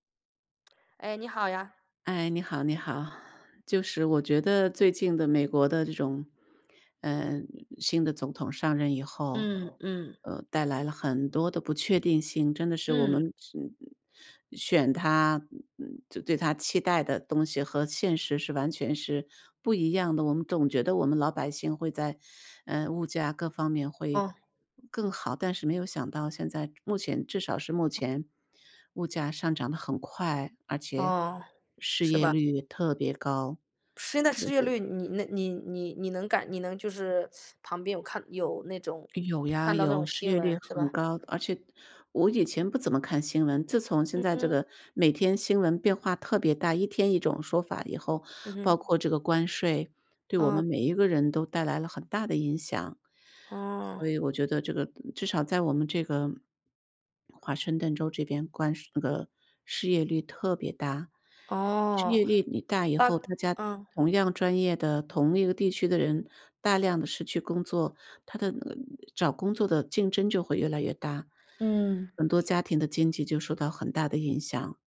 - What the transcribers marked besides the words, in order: other background noise; teeth sucking; swallow
- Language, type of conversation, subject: Chinese, unstructured, 最近的经济变化对普通人的生活有哪些影响？